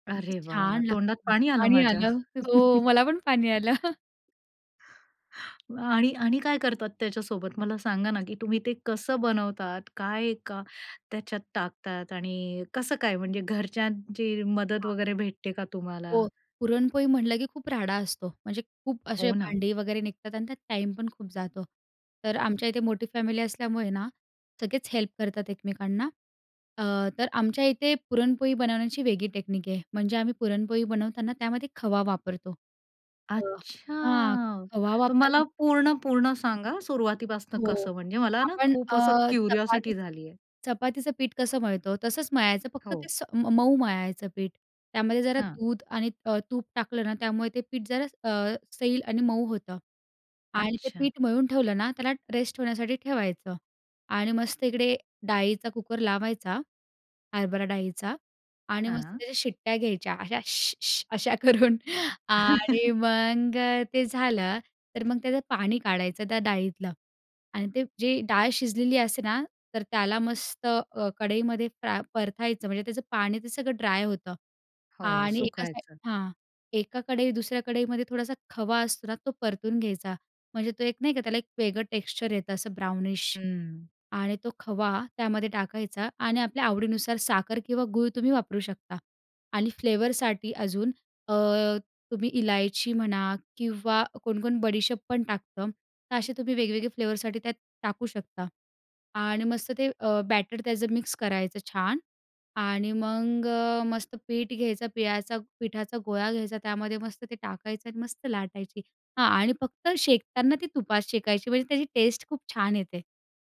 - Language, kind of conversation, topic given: Marathi, podcast, स्वयंपाक करताना तुम्हाला कोणता पदार्थ बनवायला सर्वात जास्त मजा येते?
- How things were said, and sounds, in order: other noise; chuckle; tapping; chuckle; unintelligible speech; in English: "हेल्प"; in English: "टेक्नीक"; drawn out: "अच्छा"; in English: "क्युरिओसिटी"; chuckle; chuckle; in English: "ब्राउनिश"